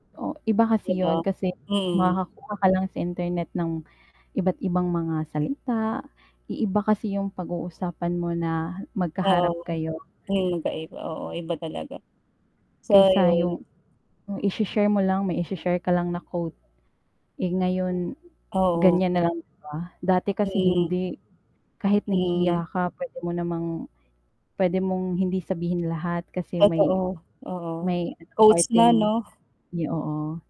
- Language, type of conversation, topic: Filipino, unstructured, Ano ang mga masasayang kuwento tungkol sa kanila na palagi mong naiisip?
- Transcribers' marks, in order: mechanical hum; static; other background noise